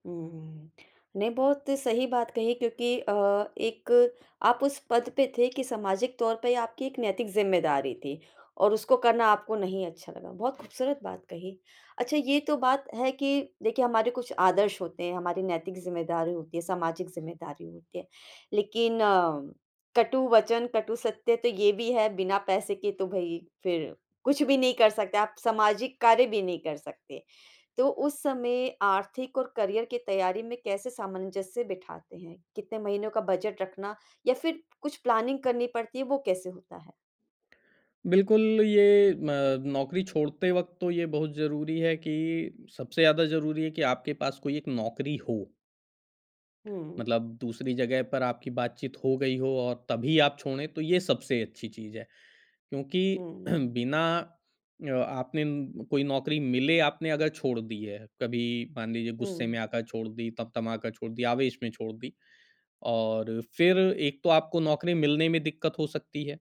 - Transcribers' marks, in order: in English: "करियर"; in English: "प्लानिंग"; throat clearing
- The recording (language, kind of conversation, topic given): Hindi, podcast, आप नौकरी छोड़ने का फैसला कैसे लेते हैं?
- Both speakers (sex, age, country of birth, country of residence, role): female, 35-39, India, India, host; male, 40-44, India, Germany, guest